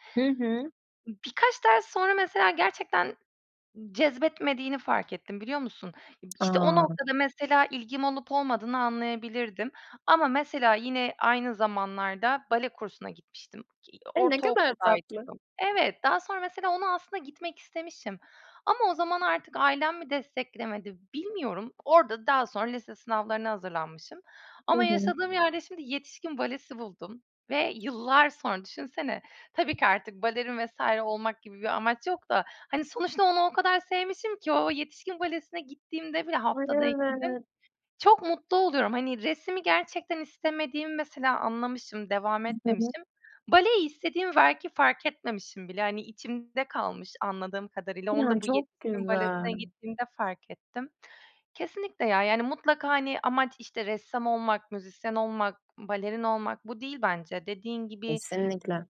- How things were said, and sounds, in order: tapping; other background noise; drawn out: "evet!"; unintelligible speech
- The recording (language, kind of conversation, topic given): Turkish, unstructured, Sanatın hayatımızdaki en etkili yönü sizce nedir?
- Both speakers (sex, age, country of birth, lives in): female, 20-24, United Arab Emirates, Germany; female, 35-39, Turkey, Greece